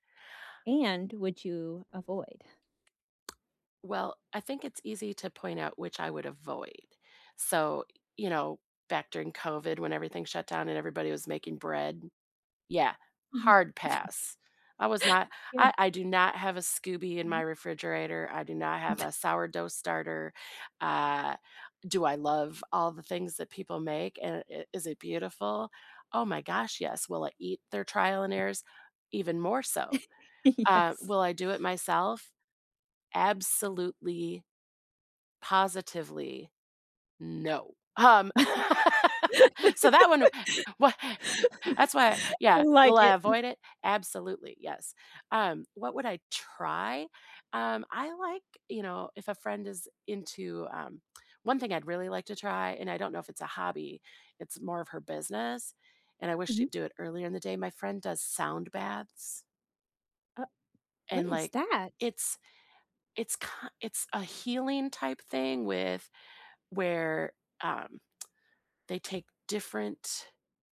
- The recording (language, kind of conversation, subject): English, unstructured, Which hobby would you try because your friends are into it, and which would you avoid?
- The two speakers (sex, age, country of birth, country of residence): female, 40-44, United States, United States; female, 50-54, United States, United States
- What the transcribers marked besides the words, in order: other background noise; tapping; laugh; "SCOBY" said as "scooby"; laugh; laugh; laughing while speaking: "Yes"; laughing while speaking: "Um"; laugh; laughing while speaking: "I like it"; throat clearing; tsk